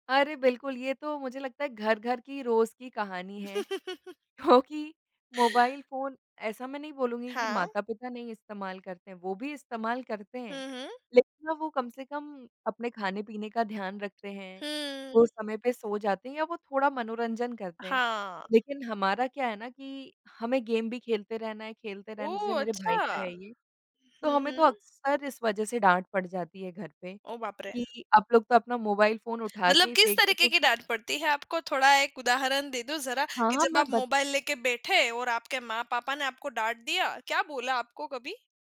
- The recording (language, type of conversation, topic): Hindi, podcast, मोबाइल और सामाजिक माध्यमों ने घर को कैसे बदल दिया है?
- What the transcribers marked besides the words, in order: laugh; laughing while speaking: "क्योंकि"; in English: "गेम"